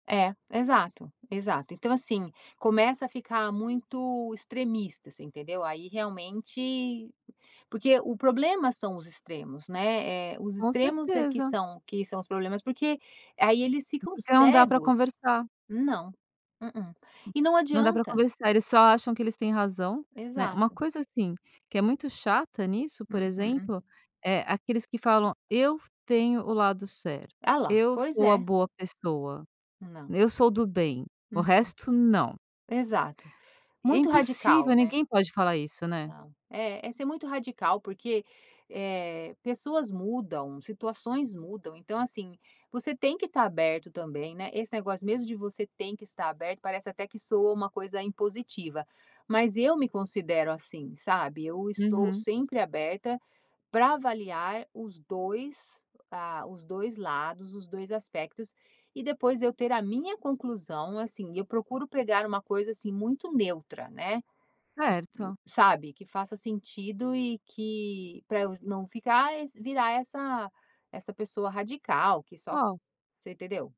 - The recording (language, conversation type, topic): Portuguese, podcast, Como seguir um ícone sem perder sua identidade?
- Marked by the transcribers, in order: tapping